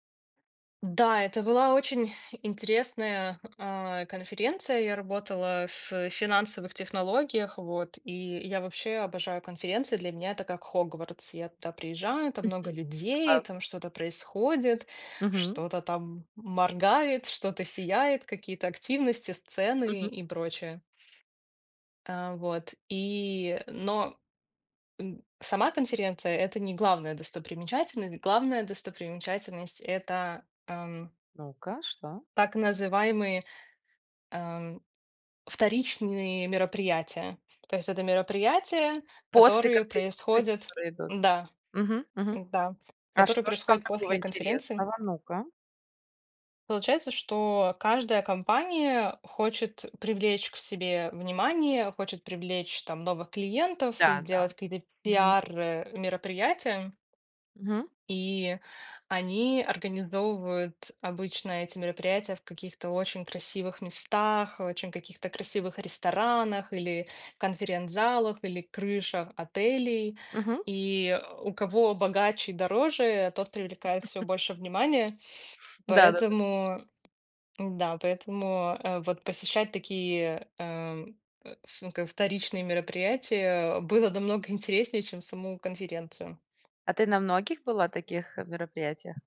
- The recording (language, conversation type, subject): Russian, podcast, Какая поездка в вашей жизни запомнилась вам больше всего?
- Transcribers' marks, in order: other background noise; tapping; chuckle